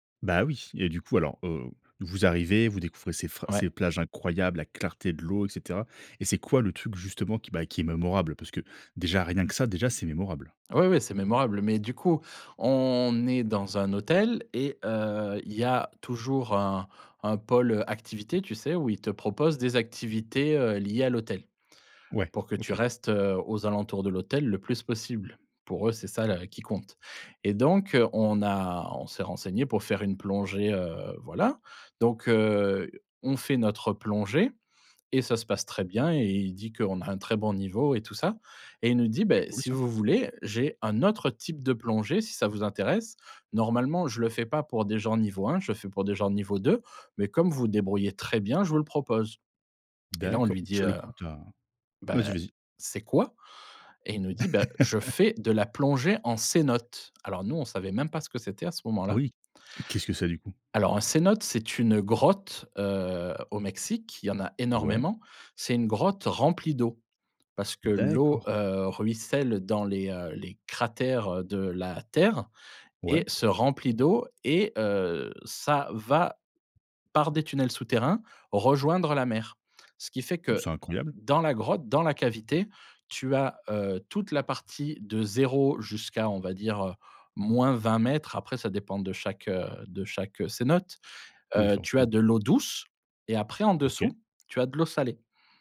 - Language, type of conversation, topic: French, podcast, Quel voyage t’a réservé une surprise dont tu te souviens encore ?
- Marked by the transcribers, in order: chuckle